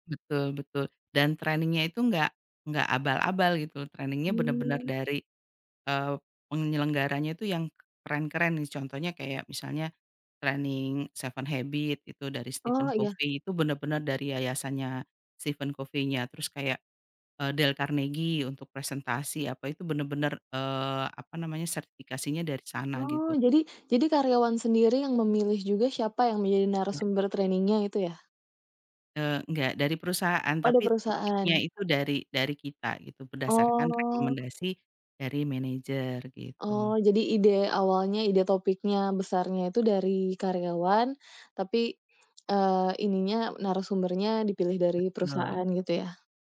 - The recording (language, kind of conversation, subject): Indonesian, podcast, Cerita tentang bos atau manajer mana yang paling berkesan bagi Anda?
- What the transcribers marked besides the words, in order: in English: "training-nya"; in English: "Training-nya"; in English: "training"; in English: "training-nya"